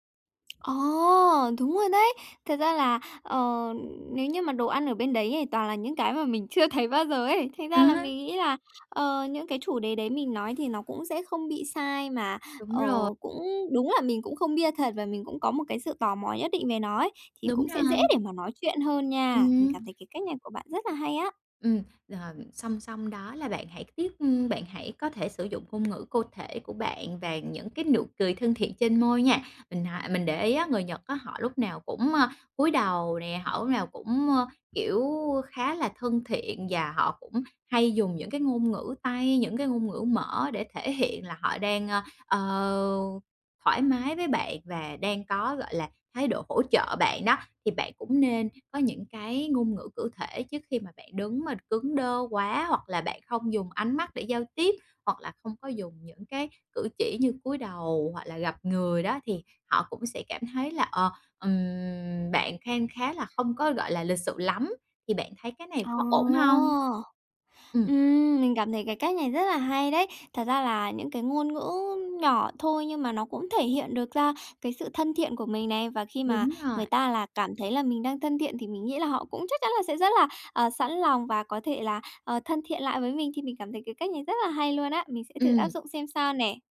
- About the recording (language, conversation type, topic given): Vietnamese, advice, Làm sao để tôi dễ hòa nhập hơn khi tham gia buổi gặp mặt?
- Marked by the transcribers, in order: tapping; other background noise; drawn out: "Ồ!"